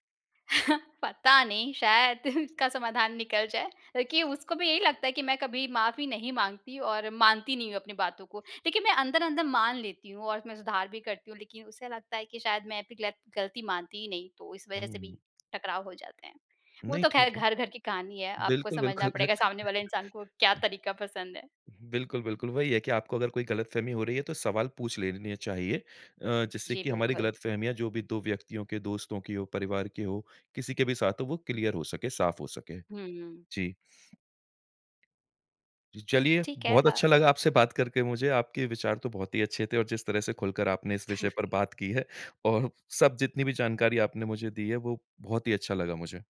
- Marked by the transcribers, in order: chuckle; laughing while speaking: "शायद"; tapping; chuckle; in English: "क्लियर"; chuckle; laughing while speaking: "और"
- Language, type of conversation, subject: Hindi, podcast, बिना सवाल पूछे मान लेने से गलतफहमियाँ कैसे पनपती हैं?